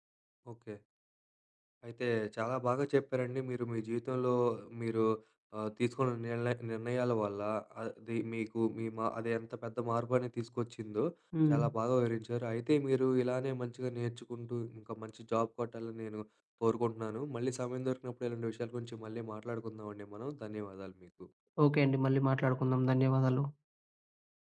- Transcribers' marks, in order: in English: "జాబ్"
- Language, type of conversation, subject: Telugu, podcast, మీ జీవితంలో జరిగిన ఒక పెద్ద మార్పు గురించి వివరంగా చెప్పగలరా?